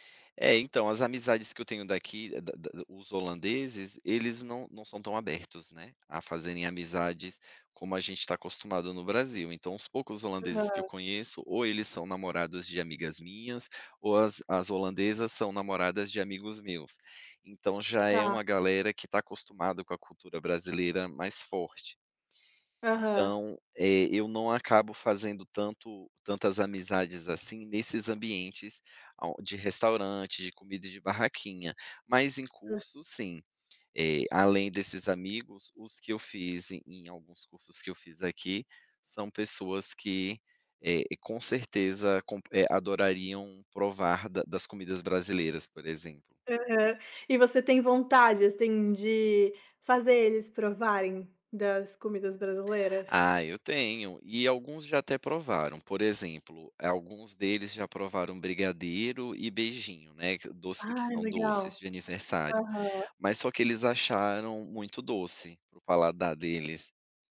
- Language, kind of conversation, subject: Portuguese, podcast, Qual comida você associa ao amor ou ao carinho?
- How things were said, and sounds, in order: tapping